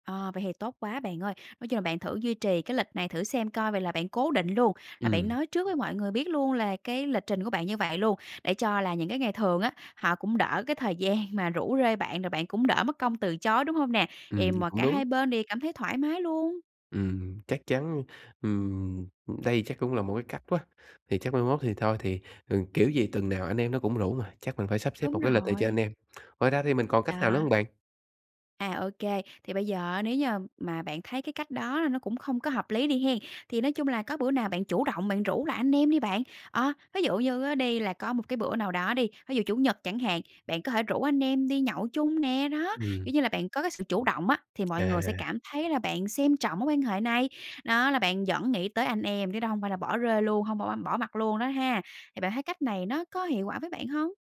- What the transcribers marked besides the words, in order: tapping
- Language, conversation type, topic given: Vietnamese, advice, Bạn đối phó thế nào khi bị phán xét vì lối sống khác người?